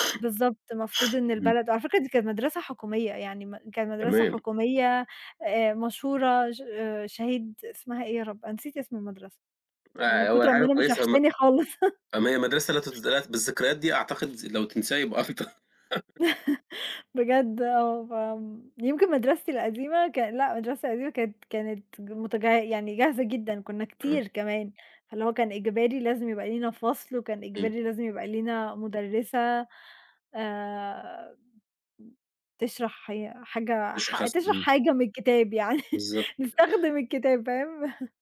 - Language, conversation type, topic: Arabic, unstructured, هل الدين ممكن يسبب انقسامات أكتر ما بيوحّد الناس؟
- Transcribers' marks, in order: laugh; unintelligible speech; laughing while speaking: "افضل"; laugh; tapping; laugh; laughing while speaking: "يعني، نستخدم الكتاب، فاهم؟"